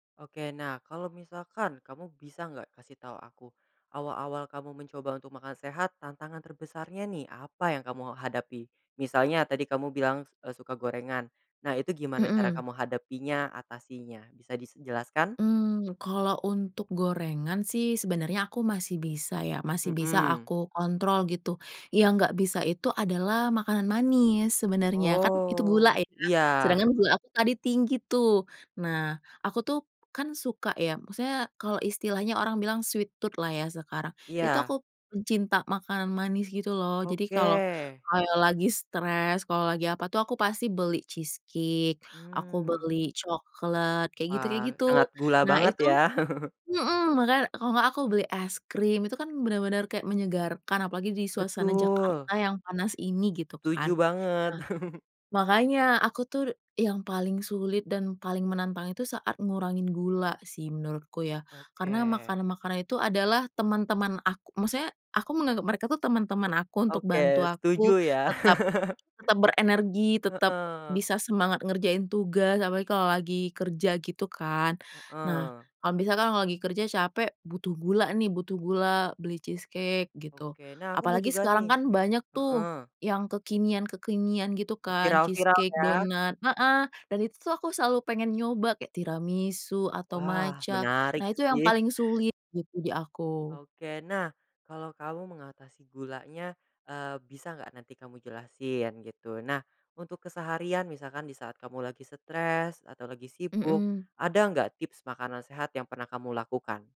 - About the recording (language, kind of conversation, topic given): Indonesian, podcast, Bagaimana kamu mulai membiasakan diri makan lebih sehat?
- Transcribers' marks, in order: drawn out: "Oh"; in English: "sweet tooth"; laugh; laugh; tapping; laugh; other background noise